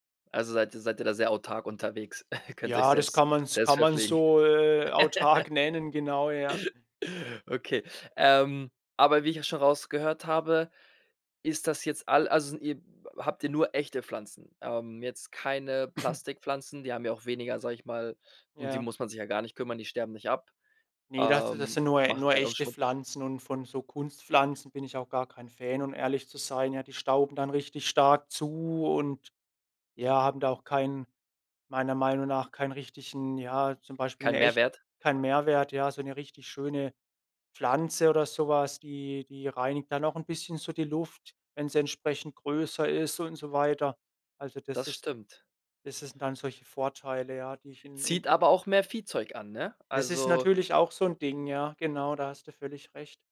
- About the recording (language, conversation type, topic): German, podcast, Wie machst du deinen Balkon oder deine Fensterbank so richtig gemütlich?
- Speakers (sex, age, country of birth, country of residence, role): male, 25-29, Germany, Germany, guest; male, 25-29, Germany, Spain, host
- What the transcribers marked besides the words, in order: chuckle; giggle; laughing while speaking: "nennen"; giggle; chuckle